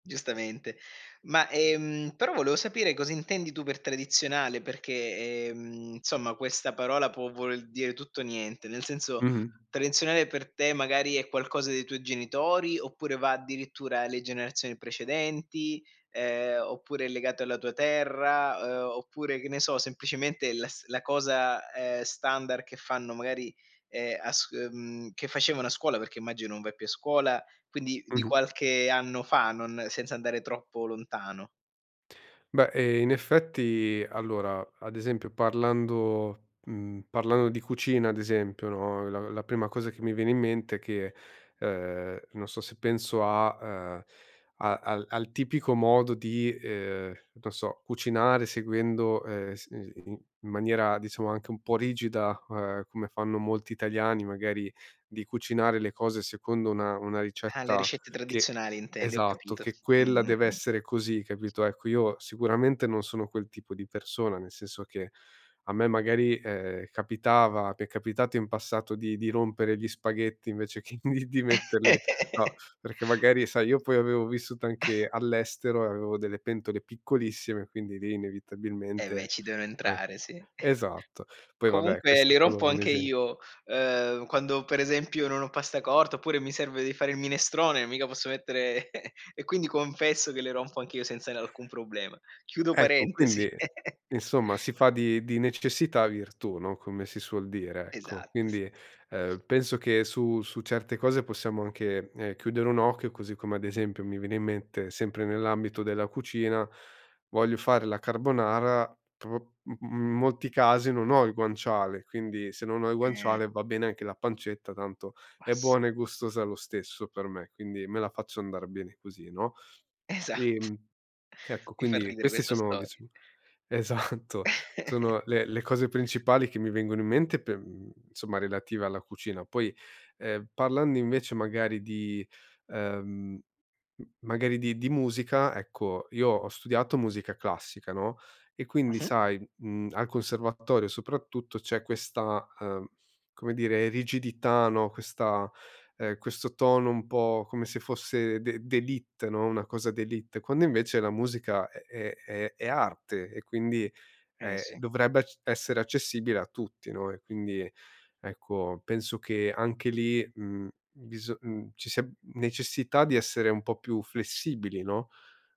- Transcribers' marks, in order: "insomma" said as "nzomma"; "voler" said as "volel"; tapping; laughing while speaking: "che in di metterli"; laugh; chuckle; chuckle; chuckle; "però" said as "pr"; chuckle; "diciamo" said as "dicim"; laughing while speaking: "esatto"
- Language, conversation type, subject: Italian, podcast, Cosa ne pensi di mescolare stili tradizionali e moderni?